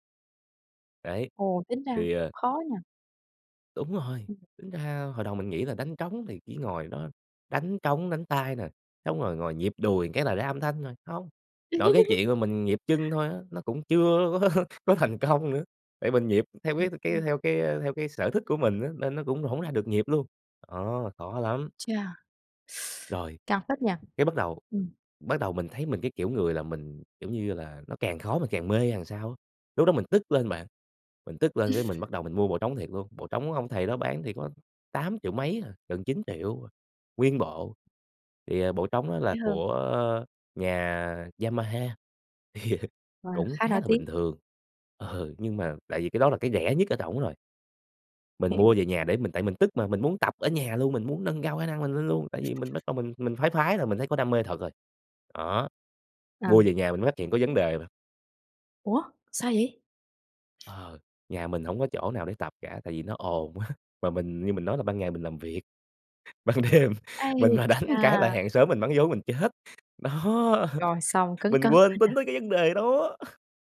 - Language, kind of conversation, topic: Vietnamese, podcast, Bạn có thể kể về lần bạn tình cờ tìm thấy đam mê của mình không?
- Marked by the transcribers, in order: other background noise; laugh; laughing while speaking: "có có"; unintelligible speech; inhale; laugh; laughing while speaking: "thì"; laughing while speaking: "quá"; laughing while speaking: "ban đêm mình mà đánh"